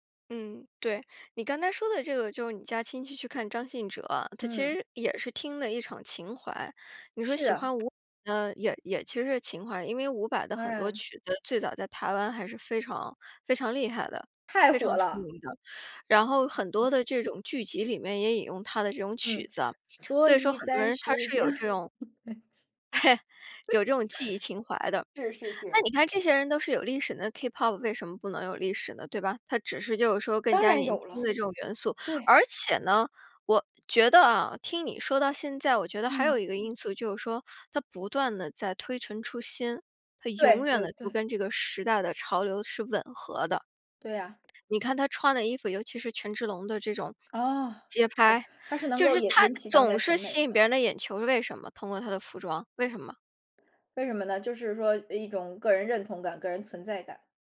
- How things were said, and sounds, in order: other noise; other background noise; singing: "所以暂时将"; laugh; in English: "Kpop"
- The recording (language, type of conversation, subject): Chinese, podcast, 和朋友一起去看现场和独自去看现场有什么不同？